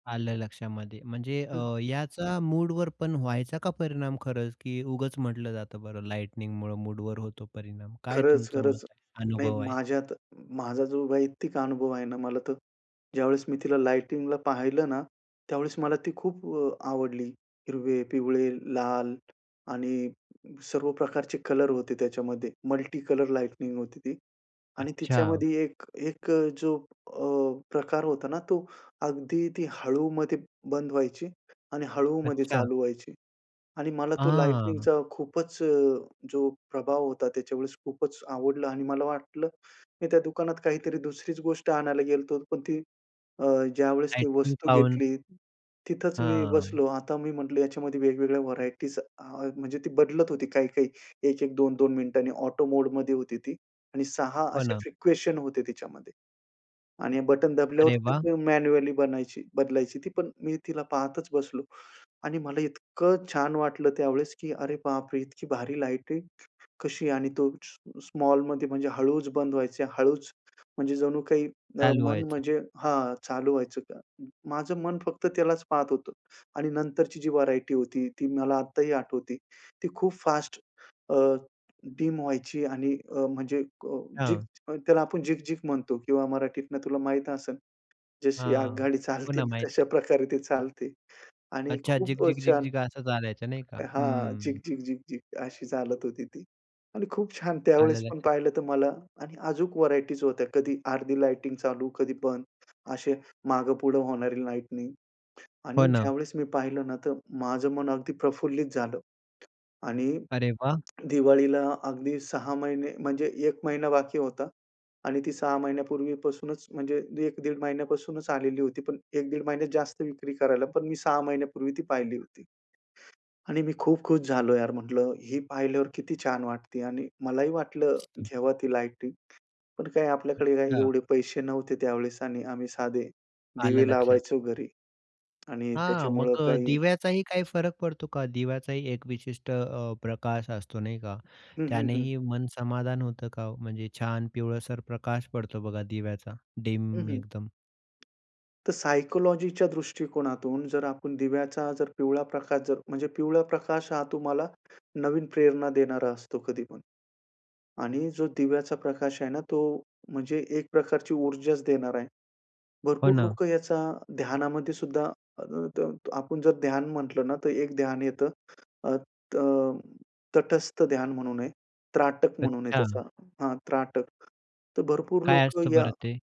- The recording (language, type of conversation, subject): Marathi, podcast, प्रकाशाचा उपयोग करून मनाचा मूड कसा बदलता येईल?
- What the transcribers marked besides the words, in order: tapping; other background noise; "लाइटिंग" said as "लाइटनिंग"; "लाइटिंगचा" said as "लाइटनिंगचा"; in English: "मॅन्युअली"; "लाइटिंग" said as "लाइट"; laughing while speaking: "चालते ना, तशा प्रकारे ती चालते"; "लाइटिंग" said as "लाइटनिंग"; other noise; unintelligible speech